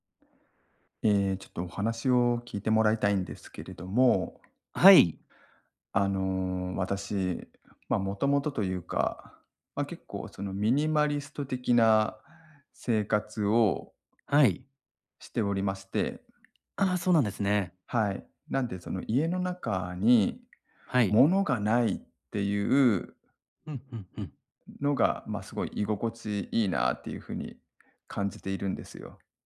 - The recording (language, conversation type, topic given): Japanese, advice, 価値観の変化で今の生活が自分に合わないと感じるのはなぜですか？
- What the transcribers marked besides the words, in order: none